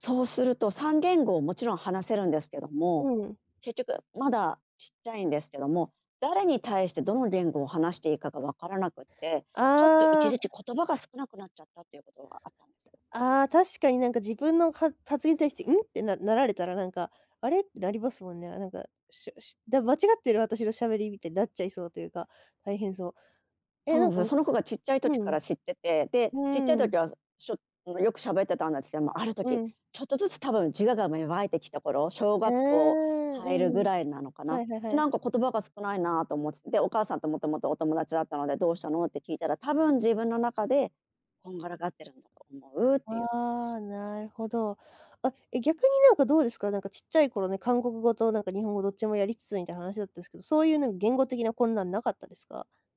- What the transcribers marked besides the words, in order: other background noise; unintelligible speech; unintelligible speech
- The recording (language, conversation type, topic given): Japanese, podcast, 二つ以上の言語を上手に使い分けるコツは何ですか?